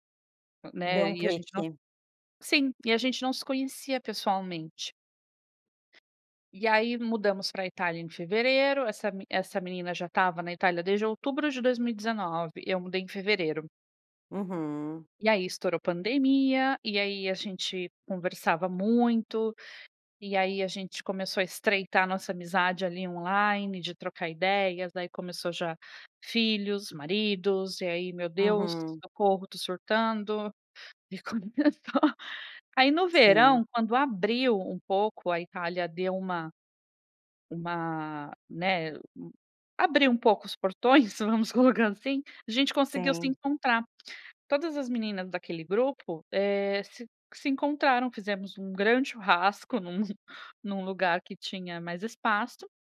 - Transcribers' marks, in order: other background noise; laughing while speaking: "E começou"; laughing while speaking: "portões vamos colocar assim"; tapping
- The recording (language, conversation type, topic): Portuguese, podcast, Qual papel a internet tem para você na hora de fazer amizades?